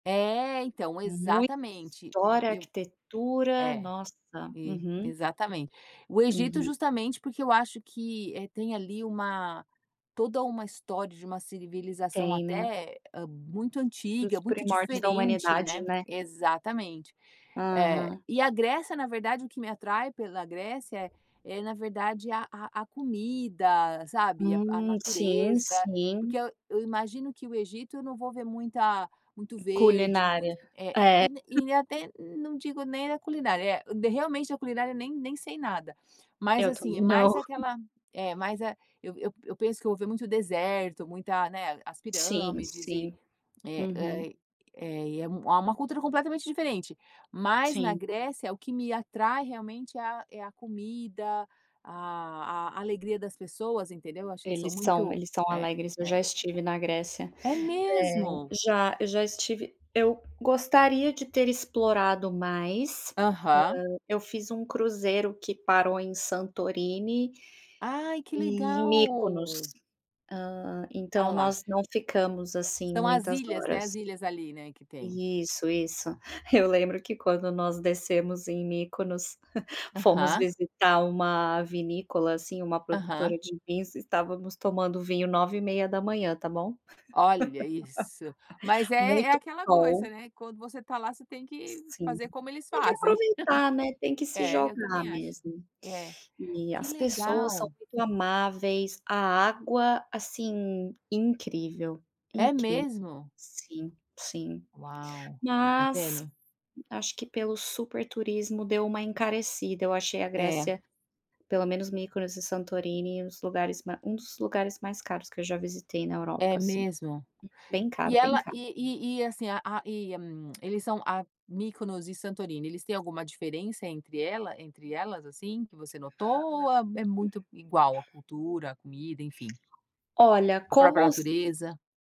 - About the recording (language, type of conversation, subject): Portuguese, unstructured, Qual país você sonha em conhecer e por quê?
- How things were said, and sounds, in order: tapping; other noise; chuckle; chuckle; chuckle; tongue click